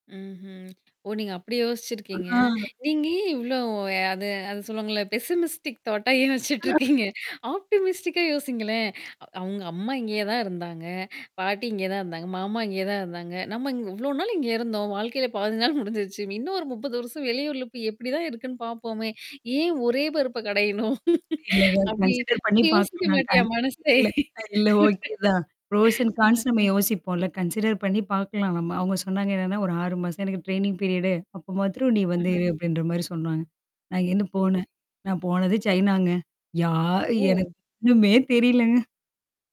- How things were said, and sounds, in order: other noise; mechanical hum; static; tapping; other background noise; in English: "பெசிமிஸ்டிக் தாட்டா"; laughing while speaking: "ஏன் யோசிச்சுட்டுருக்கீங்க?"; in English: "ஆப்டிமிஸ்டிக்கா"; laughing while speaking: "பாதி நாள் முடிஞ்சிருச்சு"; in English: "கன்சிடர்"; laughing while speaking: "ஏன் ஒரே பருப்ப கடையணும்? அப்டி அப்ப யோசிக்க மாட்டியா? மனசே?"; distorted speech; in English: "ப்ரோஷ் அன் கான்ஸ்"; in English: "கன்சிடர்"; in English: "ட்ரெய்னிங் பீரியடு"
- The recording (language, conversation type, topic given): Tamil, podcast, நீங்கள் ஆபத்து எடுக்கும்போது உங்கள் மனம் வழிநடத்துமா, மூளை வழிநடத்துமா?
- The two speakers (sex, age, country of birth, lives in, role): female, 30-34, India, India, host; female, 35-39, India, India, guest